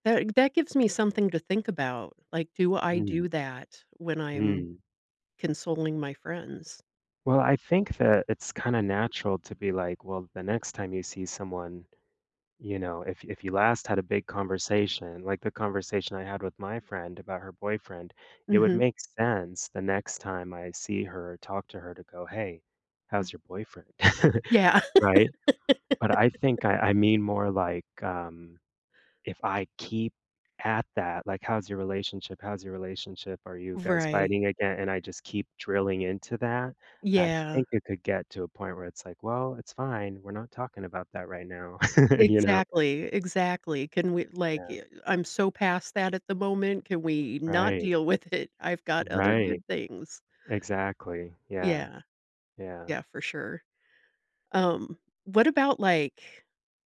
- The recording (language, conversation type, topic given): English, unstructured, What are some thoughtful ways to help a friend who is struggling?
- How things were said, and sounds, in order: tapping; other background noise; chuckle; laugh; laugh; laughing while speaking: "with it?"